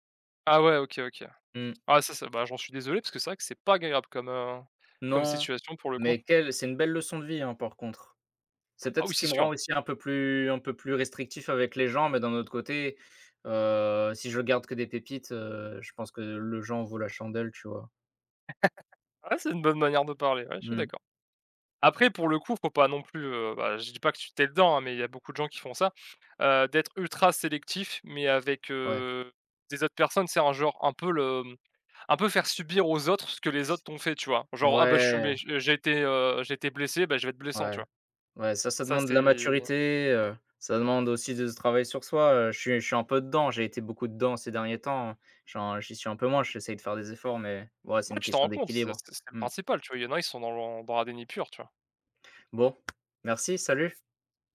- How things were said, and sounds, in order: laugh; tapping
- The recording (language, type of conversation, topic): French, unstructured, Comment décrirais-tu une véritable amitié, selon toi ?